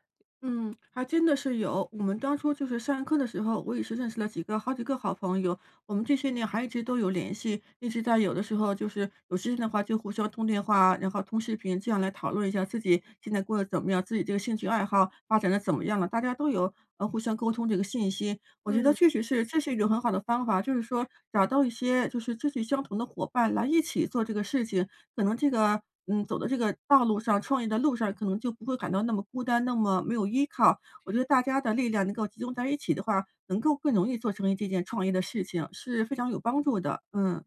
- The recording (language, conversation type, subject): Chinese, advice, 如何在繁忙的工作中平衡工作与爱好？
- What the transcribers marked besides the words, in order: none